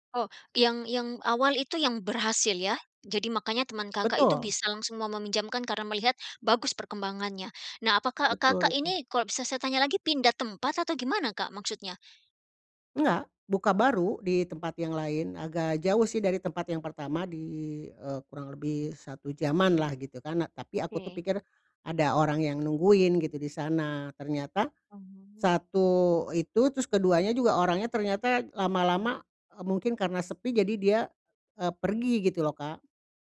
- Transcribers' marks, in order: other background noise
- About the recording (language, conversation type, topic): Indonesian, advice, Bagaimana cara mengelola utang dan tagihan yang mendesak?